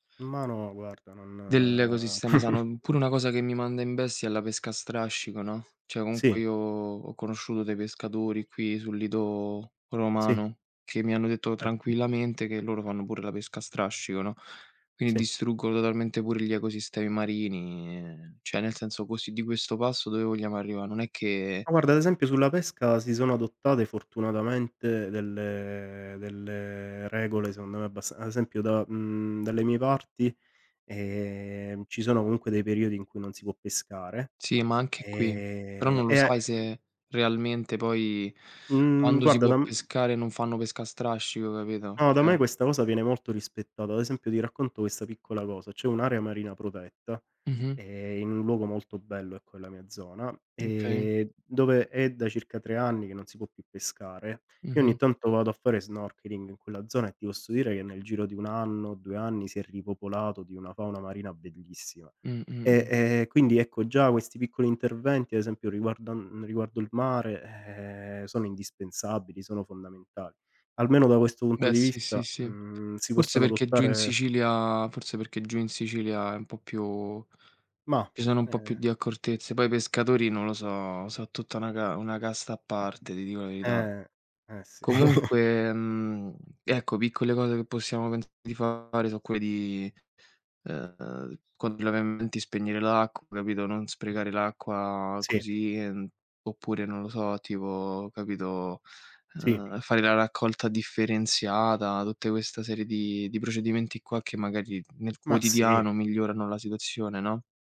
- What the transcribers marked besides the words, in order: scoff; "cioè" said as "ceh"; chuckle
- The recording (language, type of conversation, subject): Italian, unstructured, Quanto potrebbe cambiare il mondo se tutti facessero piccoli gesti ecologici?